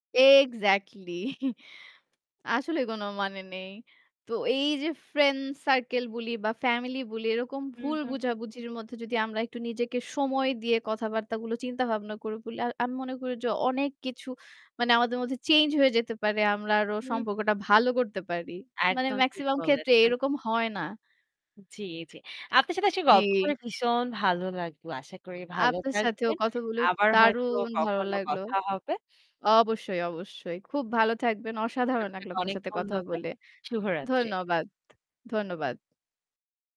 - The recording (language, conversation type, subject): Bengali, unstructured, বিবাদ হলে আপনি সাধারণত কী করেন?
- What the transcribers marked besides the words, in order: chuckle; static; tapping; drawn out: "ভীষণ"; drawn out: "দারুণ"